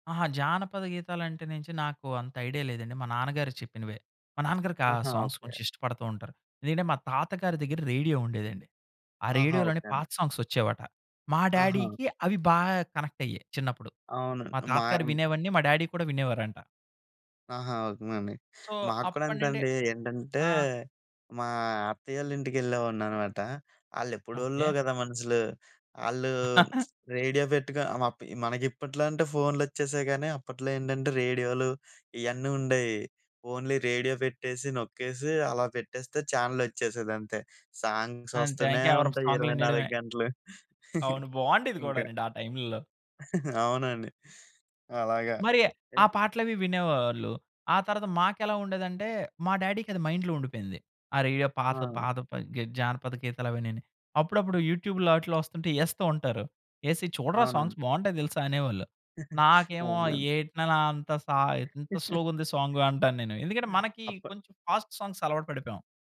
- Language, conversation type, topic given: Telugu, podcast, మీ కుటుంబ సంగీత అభిరుచి మీపై ఎలా ప్రభావం చూపింది?
- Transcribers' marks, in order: in English: "సాంగ్స్"; other background noise; in English: "సాంగ్స్"; in English: "డ్యాడీ‌కి"; in English: "కనెక్ట్"; in English: "డ్యాడీ"; in English: "సో"; lip smack; chuckle; in English: "ఓన్లీ"; in English: "సాంగ్స్"; chuckle; in English: "డ్యాడీ‌కది మైండ్‌లో"; in English: "యూట్యూబ్‌లో"; in English: "సాంగ్స్"; chuckle; laugh; in English: "సాంగ్"; in English: "ఫాస్ట్ సాంగ్స్"